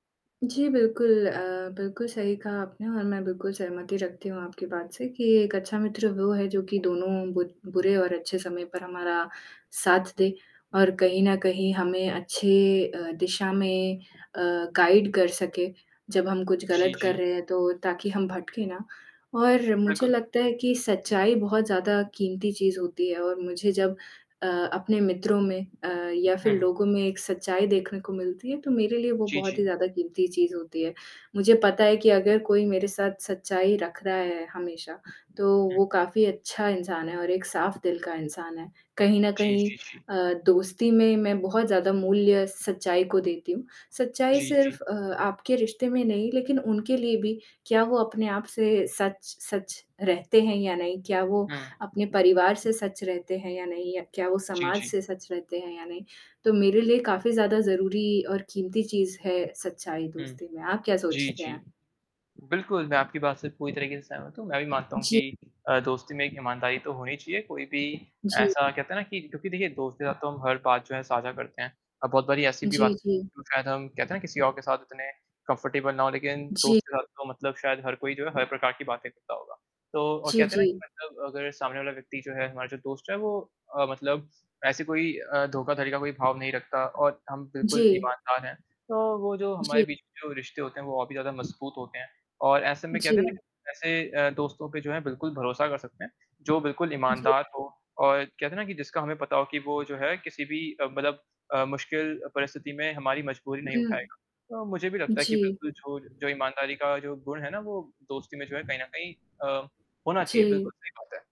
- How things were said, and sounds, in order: static; tapping; in English: "गाइड"; distorted speech; other background noise; in English: "कम्फर्टेबल"
- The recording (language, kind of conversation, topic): Hindi, unstructured, आपके लिए एक अच्छा दोस्त कौन होता है?